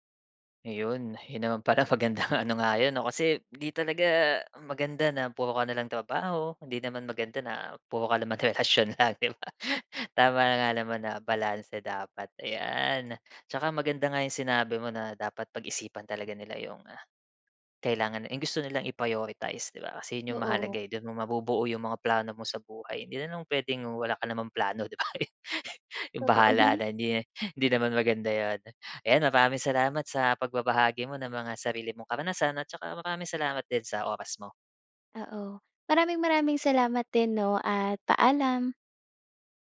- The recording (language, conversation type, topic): Filipino, podcast, Ano ang pinakamahirap sa pagbabalansi ng trabaho at relasyon?
- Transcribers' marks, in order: chuckle; in English: "i-prioritize"; chuckle; laughing while speaking: "Totoo"